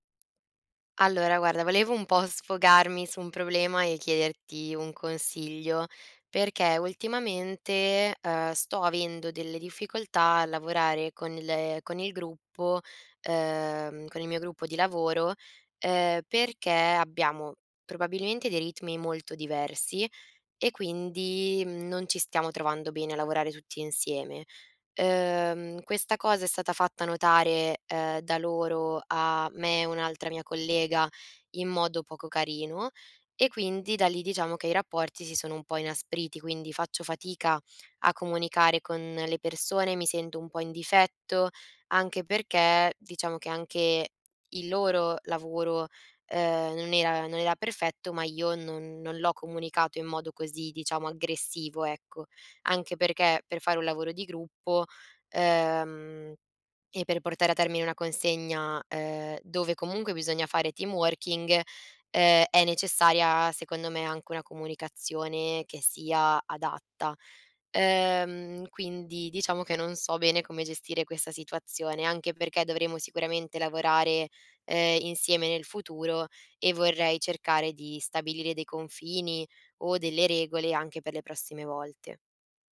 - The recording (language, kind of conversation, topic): Italian, advice, Come posso gestire le critiche costanti di un collega che stanno mettendo a rischio la collaborazione?
- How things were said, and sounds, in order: in English: "team working"